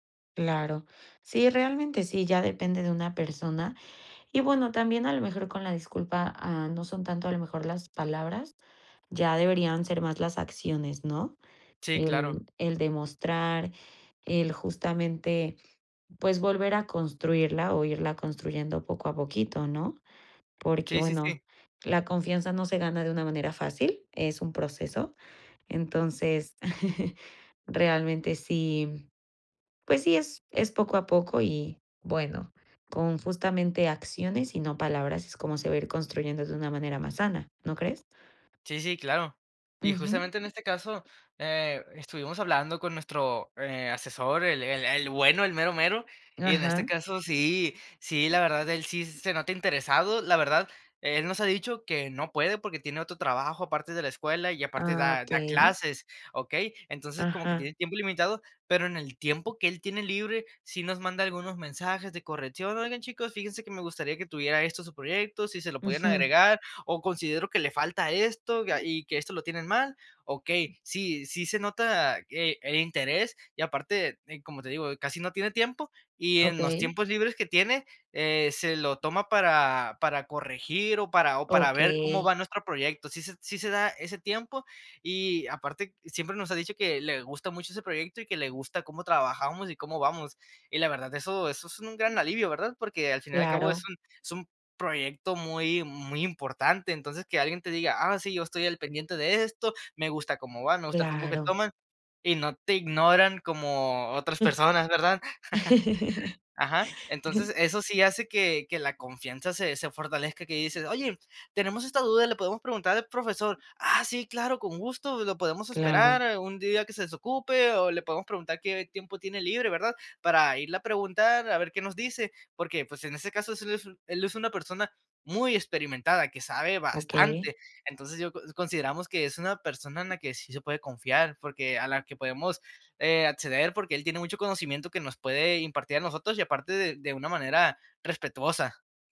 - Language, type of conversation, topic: Spanish, podcast, ¿Qué papel juega la confianza en una relación de mentoría?
- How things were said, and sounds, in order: chuckle; other background noise; chuckle; other noise; chuckle